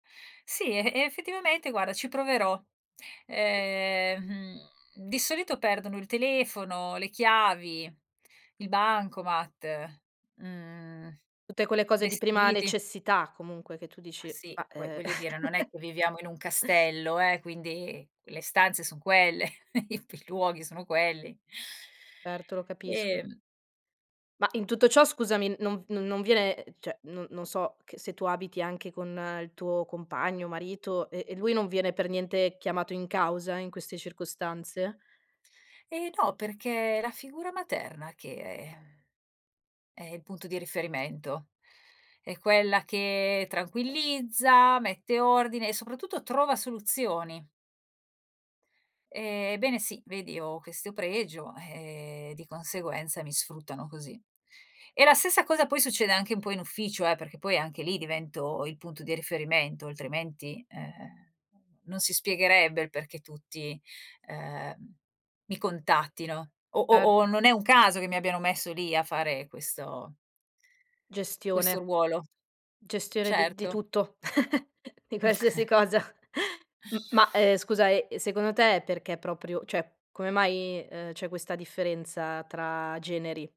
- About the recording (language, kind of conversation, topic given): Italian, podcast, Come affronti i giorni in cui lavoro e famiglia ti chiedono tutto insieme?
- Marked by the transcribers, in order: other background noise; drawn out: "Ehm"; chuckle; chuckle; "cioè" said as "ceh"; chuckle